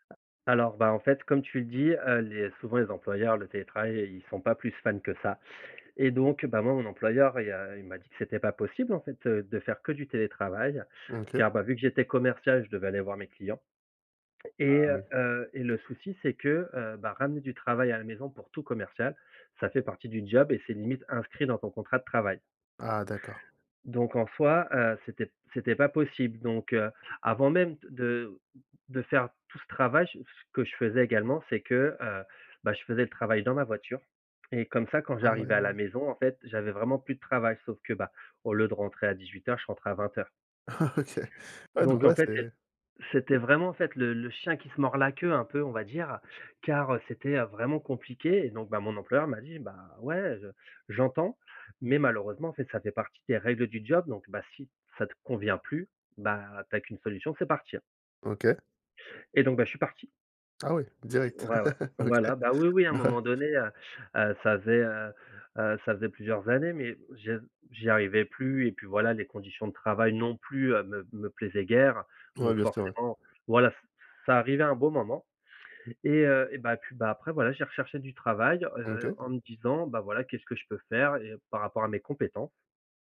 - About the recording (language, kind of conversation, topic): French, podcast, Comment équilibrez-vous travail et vie personnelle quand vous télétravaillez à la maison ?
- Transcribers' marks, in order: other background noise; tapping; chuckle; unintelligible speech; chuckle; laughing while speaking: "OK. Ouais"